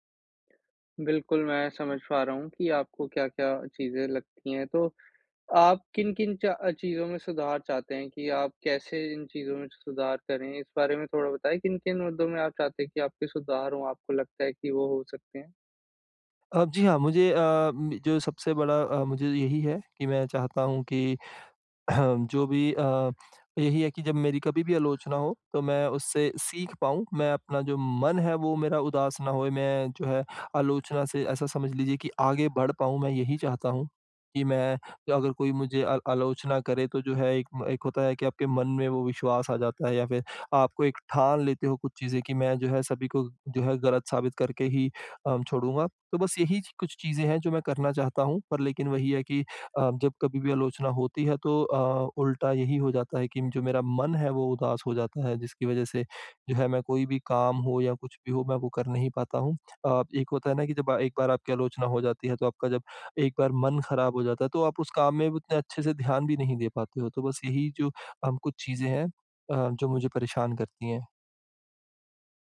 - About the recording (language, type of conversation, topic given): Hindi, advice, आलोचना से सीखने और अपनी कमियों में सुधार करने का तरीका क्या है?
- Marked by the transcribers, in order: throat clearing